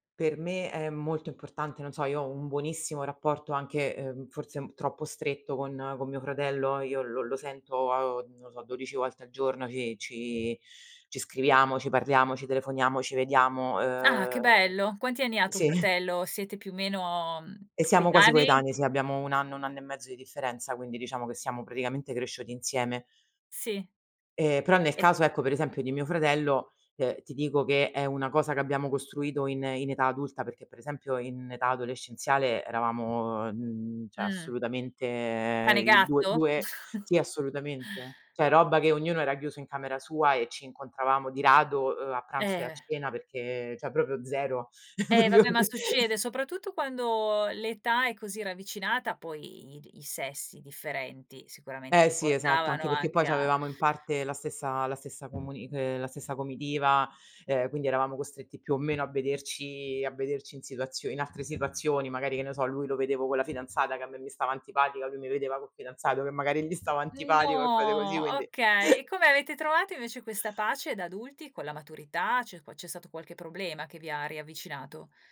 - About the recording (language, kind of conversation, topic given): Italian, podcast, Quale ruolo hanno le relazioni nel tuo benessere personale?
- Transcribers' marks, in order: other background noise; "cioè" said as "ceh"; chuckle; "Cioè" said as "ceh"; "cioè" said as "ceh"; laughing while speaking: "propio"; "proprio" said as "propio"; chuckle; tapping; drawn out: "No"; chuckle